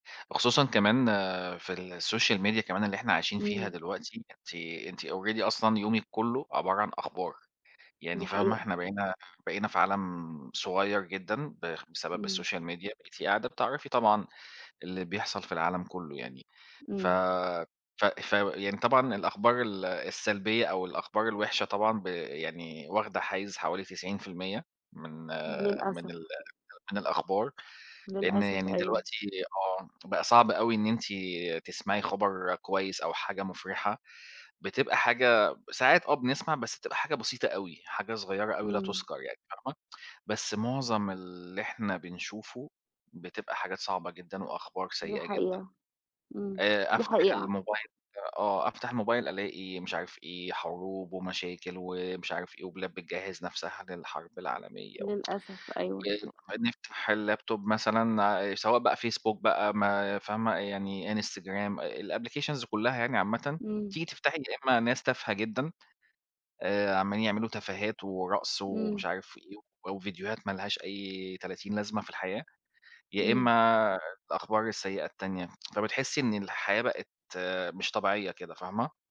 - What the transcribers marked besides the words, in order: in English: "الSocial Media"; in English: "already"; in English: "الSocial Media"; other background noise; tsk; in English: "الLaptop"; in English: "الApplications"; tsk
- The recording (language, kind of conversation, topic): Arabic, unstructured, إزاي الأخبار الإيجابية ممكن تساعد في تحسين الصحة النفسية؟
- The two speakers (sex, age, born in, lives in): female, 30-34, Egypt, Egypt; male, 40-44, Egypt, Portugal